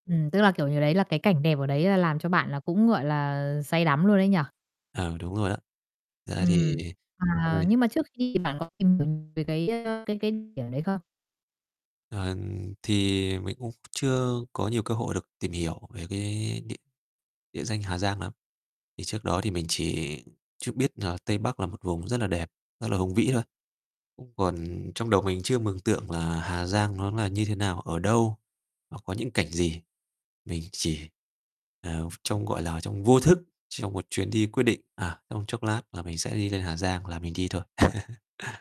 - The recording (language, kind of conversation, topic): Vietnamese, podcast, Bạn có thể kể về một trải nghiệm với thiên nhiên đã thay đổi bạn không?
- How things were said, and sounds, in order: distorted speech; unintelligible speech; static; laugh